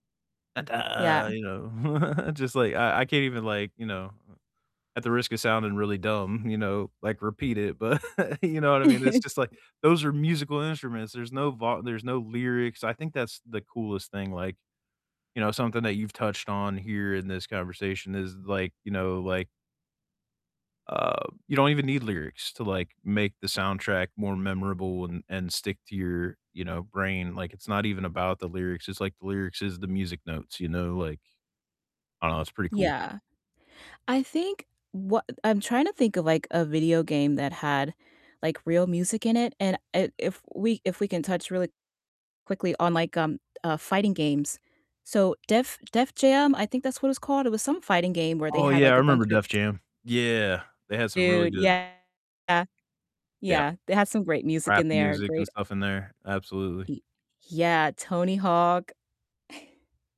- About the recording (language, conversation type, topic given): English, unstructured, Which soundtracks and scores do you keep on repeat, and what makes them special to you?
- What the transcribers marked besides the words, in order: other noise; chuckle; laughing while speaking: "but"; giggle; other background noise; distorted speech; static; chuckle